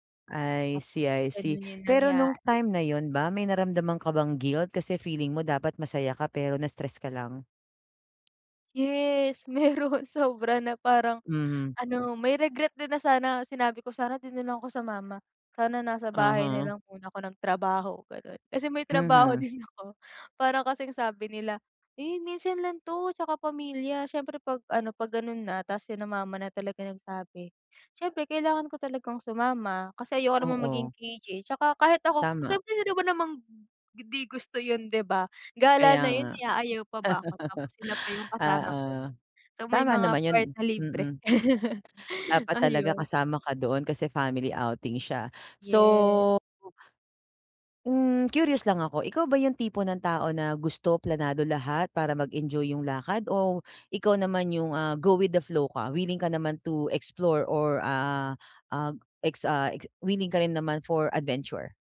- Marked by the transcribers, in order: laughing while speaking: "meron"; other background noise; laughing while speaking: "din"; tapping; laugh; chuckle; other noise
- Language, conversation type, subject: Filipino, advice, Paano mo mababawasan ang stress at mas maayos na mahaharap ang pagkaantala sa paglalakbay?